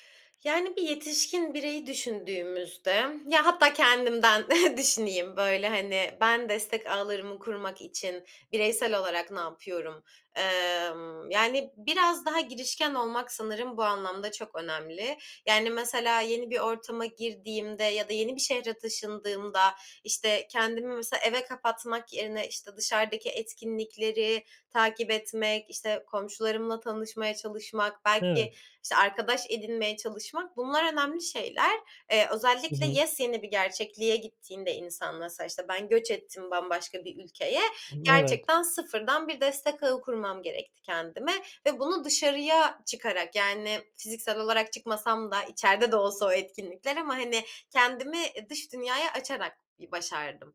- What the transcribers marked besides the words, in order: chuckle; other background noise; "yepyeni" said as "yesyeni"; tapping
- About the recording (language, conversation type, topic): Turkish, podcast, Destek ağı kurmak iyileşmeyi nasıl hızlandırır ve nereden başlamalıyız?
- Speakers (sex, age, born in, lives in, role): female, 25-29, Turkey, Germany, guest; male, 30-34, Turkey, Sweden, host